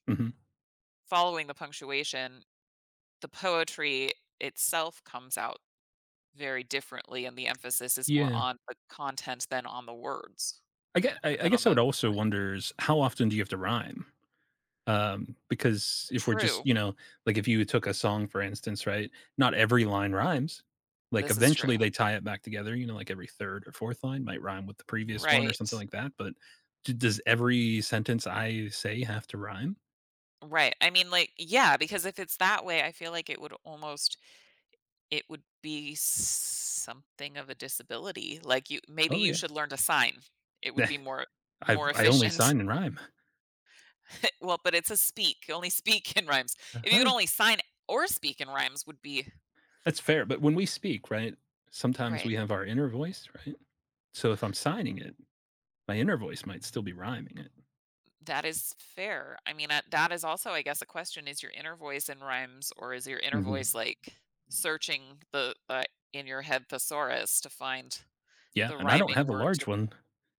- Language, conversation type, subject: English, unstructured, How would your relationships and daily life change if you had to communicate only in rhymes?
- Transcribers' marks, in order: drawn out: "something"; chuckle; laughing while speaking: "efficient"; chuckle; laughing while speaking: "speak"; stressed: "or"; other background noise